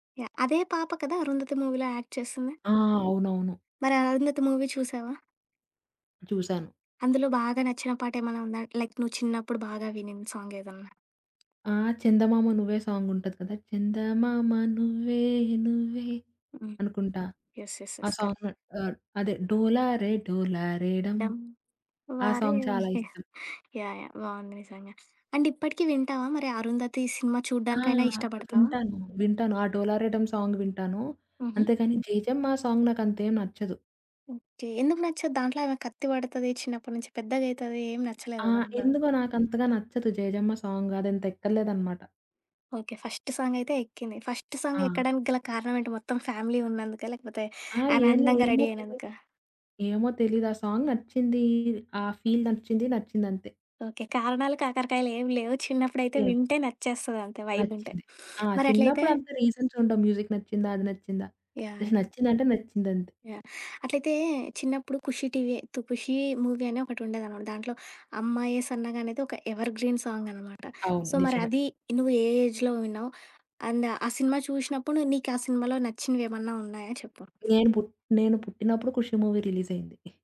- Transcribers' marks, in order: in English: "మూవీలో యాక్ట్"; in English: "మూవీ"; in English: "లైక్"; in English: "సాంగ్"; tapping; in English: "సాంగ్"; singing: "చందమామ నువ్వే నువ్వే"; in English: "యెస్. యెస్. యెస్. కరెక్ట్"; singing: "డోలారే డోలారేడం"; in English: "సాంగ్"; chuckle; other background noise; in English: "అండ్"; in English: "సాంగ్"; in English: "సాంగ్"; in English: "ఫ్యామిలీ"; unintelligible speech; in English: "రెడీ"; in English: "సాంగ్"; in English: "ఫీల్"; giggle; sniff; in English: "రీజన్స్"; in English: "మ్యూజిక్"; giggle; in English: "మూవీ"; in English: "ఎవర్ గ్రీన్"; in English: "సో"; in English: "ఏజ్‌లో"; in English: "అండ్"; in English: "మూవీ"
- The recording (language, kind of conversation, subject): Telugu, podcast, మీ చిన్నప్పటి జ్ఞాపకాలను వెంటనే గుర్తుకు తెచ్చే పాట ఏది, అది ఎందుకు గుర్తొస్తుంది?